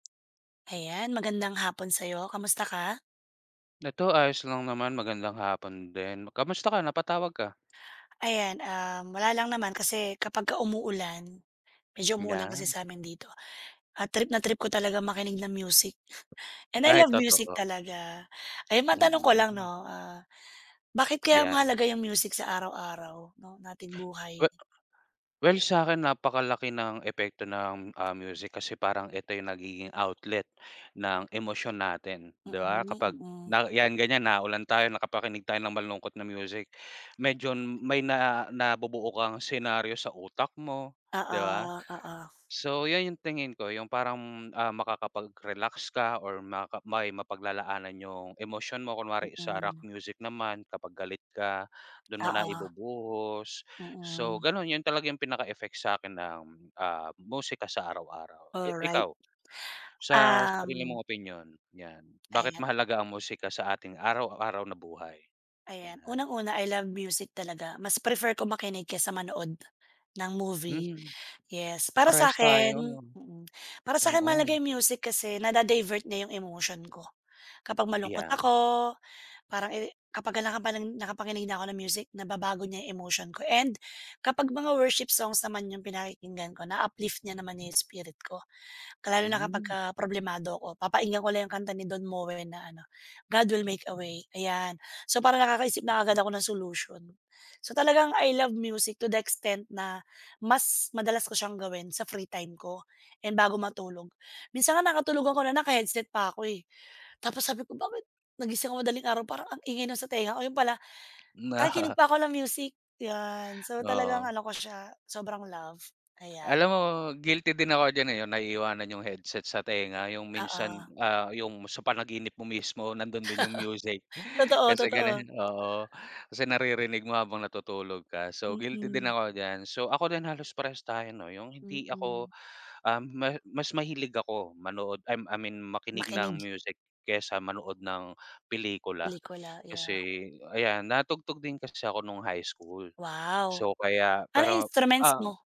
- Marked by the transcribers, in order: tapping; other background noise; laugh
- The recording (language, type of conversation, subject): Filipino, unstructured, Bakit mahalaga ang musika sa ating pang-araw-araw na buhay?